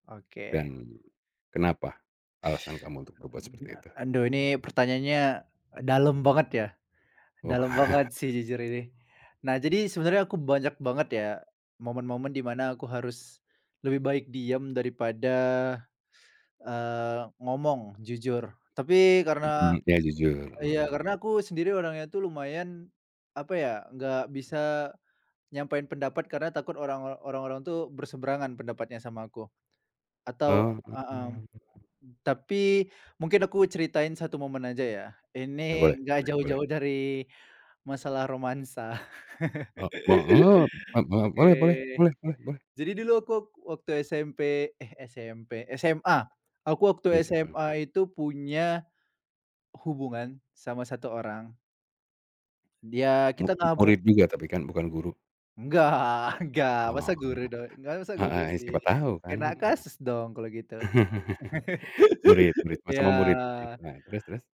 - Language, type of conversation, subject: Indonesian, podcast, Menurutmu, kapan lebih baik diam daripada berkata jujur?
- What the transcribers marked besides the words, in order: teeth sucking; "aduh" said as "anduh"; laughing while speaking: "Wah"; other background noise; drawn out: "Oh"; laugh; tapping; laughing while speaking: "Nggak nggak"; unintelligible speech; laugh; laugh